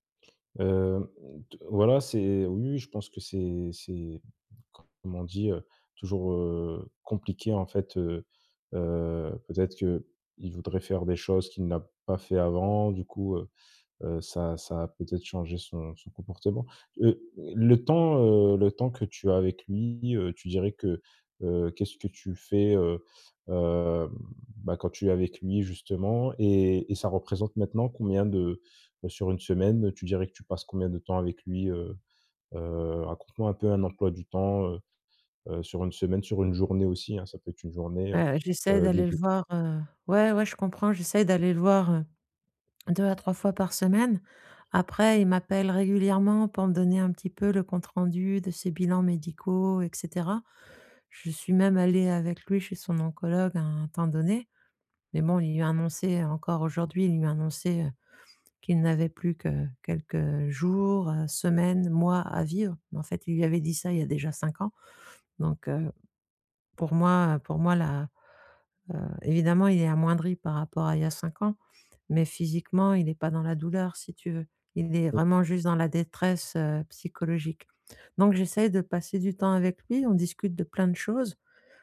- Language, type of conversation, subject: French, advice, Comment gérer l’aide à apporter à un parent âgé malade ?
- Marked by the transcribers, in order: other background noise